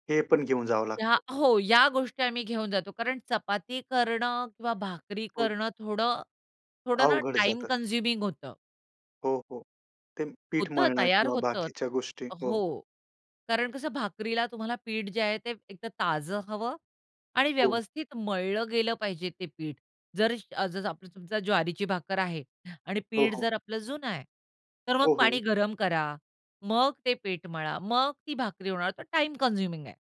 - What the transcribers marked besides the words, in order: tapping; in English: "कन्झ्युमिंग"; in English: "कन्झ्युमिंग"
- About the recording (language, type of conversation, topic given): Marathi, podcast, तू बाहेर स्वयंपाक कसा करतोस, आणि कोणता सोपा पदार्थ पटकन बनवतोस?